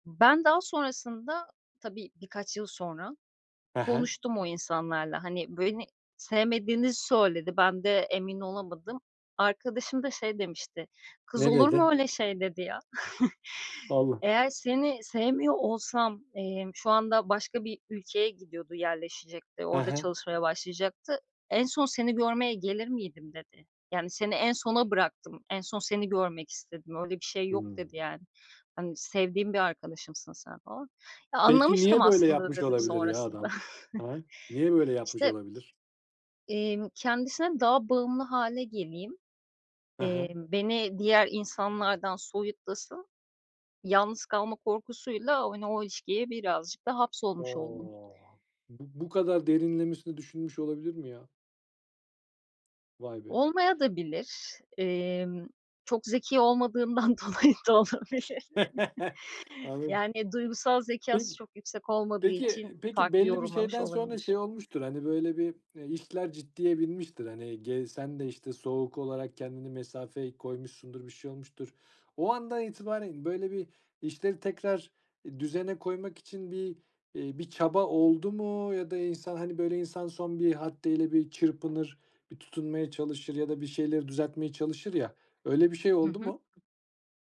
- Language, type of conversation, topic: Turkish, podcast, Bir ilişkiye devam edip etmemeye nasıl karar verilir?
- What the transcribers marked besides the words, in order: chuckle; unintelligible speech; background speech; chuckle; drawn out: "O!"; laughing while speaking: "olmadığından dolayı da olabilir"; chuckle; laughing while speaking: "Anladım"